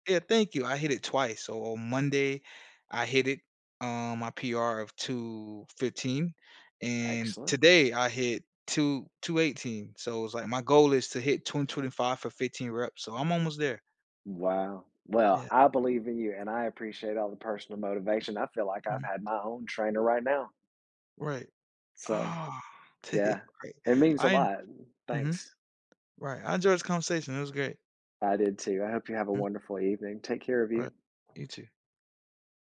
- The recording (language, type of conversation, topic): English, podcast, What are some effective ways to build a lasting fitness habit as a beginner?
- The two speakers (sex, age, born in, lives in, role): male, 30-34, United States, United States, guest; male, 50-54, United States, United States, host
- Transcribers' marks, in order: other background noise; chuckle; tapping